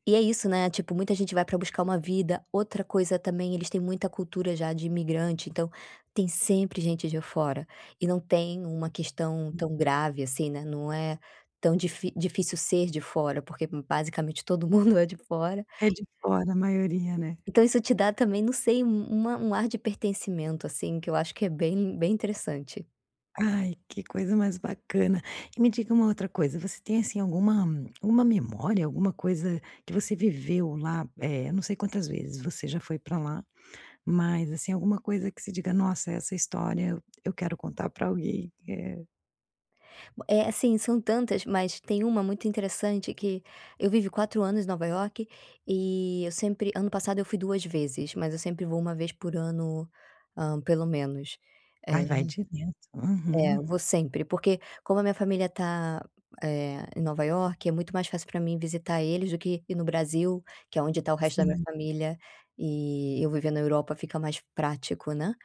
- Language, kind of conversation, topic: Portuguese, podcast, Qual lugar você sempre volta a visitar e por quê?
- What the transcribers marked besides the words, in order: unintelligible speech